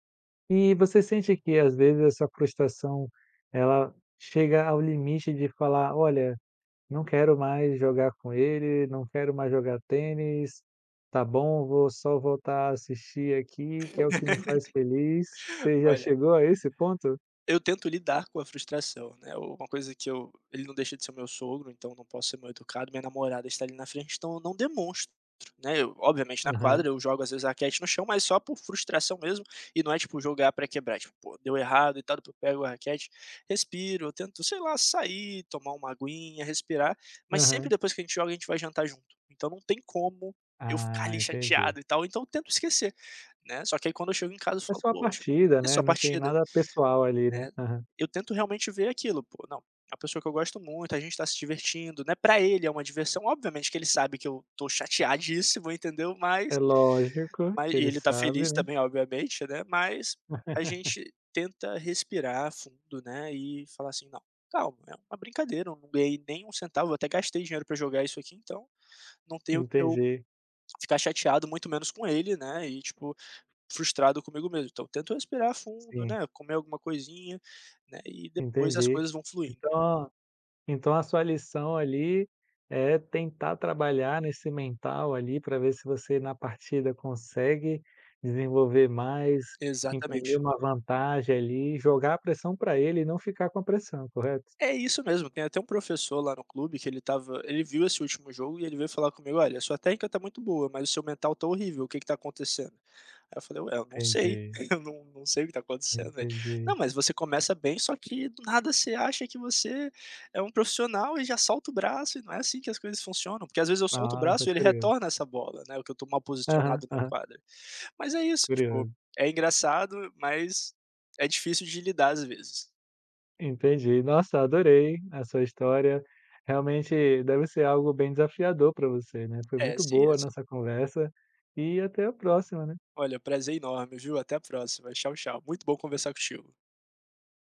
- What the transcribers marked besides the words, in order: laugh; other background noise; tapping; laugh; chuckle; "velho" said as "veio"; unintelligible speech
- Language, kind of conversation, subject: Portuguese, podcast, Como você lida com a frustração quando algo não dá certo no seu hobby?